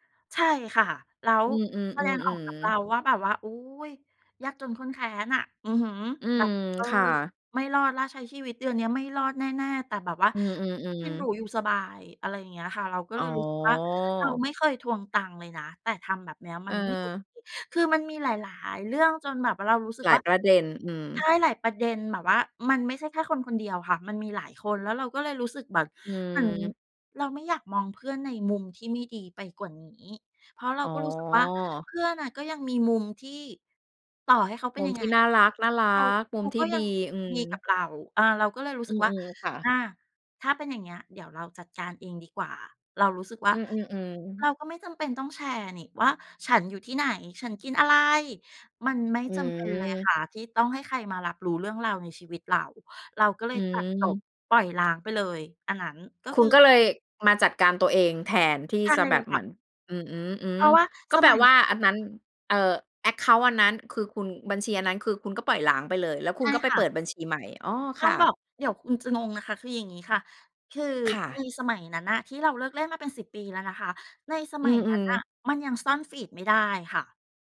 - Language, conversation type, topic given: Thai, podcast, คุณเคยทำดีท็อกซ์ดิจิทัลไหม แล้วเป็นยังไง?
- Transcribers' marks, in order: "แบบ" said as "แบด"; "อน" said as "อั๋ง"; stressed: "อะไร"; other background noise; in English: "แอ็กเคานต์"